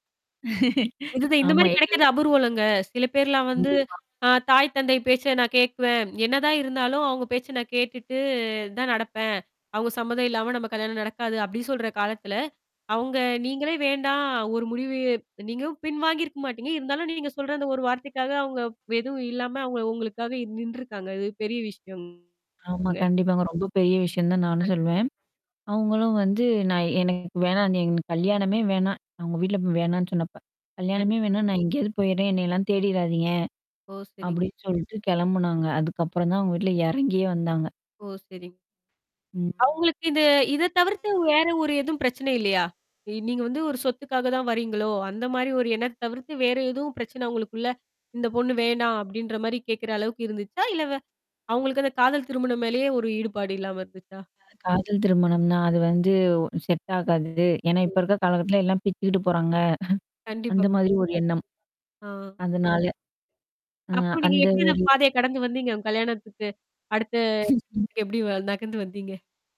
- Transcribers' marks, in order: static; laugh; other background noise; distorted speech; tapping; mechanical hum; other noise; in English: "செட்"; chuckle; laugh; unintelligible speech; "நகந்து" said as "நகண்டு"
- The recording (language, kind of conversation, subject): Tamil, podcast, காதல் மற்றும் நட்பு போன்ற உறவுகளில் ஏற்படும் அபாயங்களை நீங்கள் எவ்வாறு அணுகுவீர்கள்?